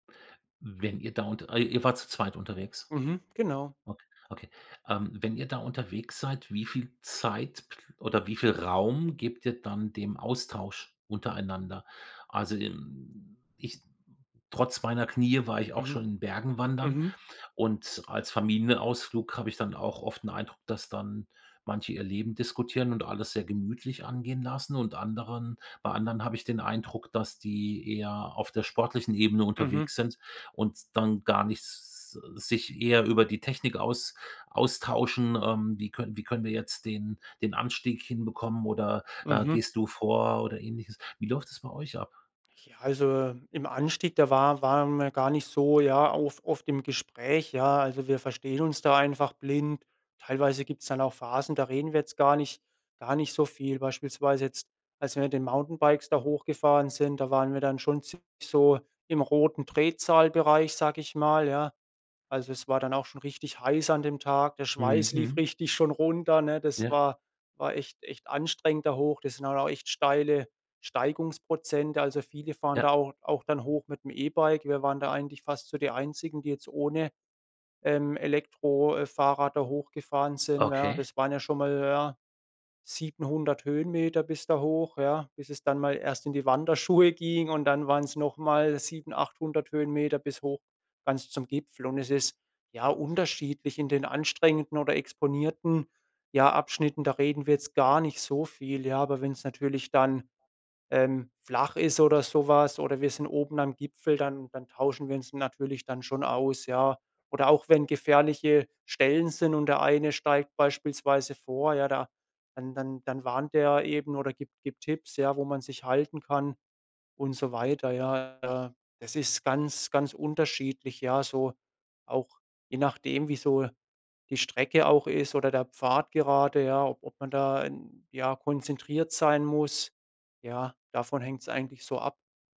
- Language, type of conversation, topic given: German, podcast, Erzählst du mir von deinem schönsten Naturerlebnis?
- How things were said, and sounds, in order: stressed: "Raum"; joyful: "richtig schon runter, ne?"; joyful: "Wanderschuhe ging"; stressed: "gar"; stressed: "so"; unintelligible speech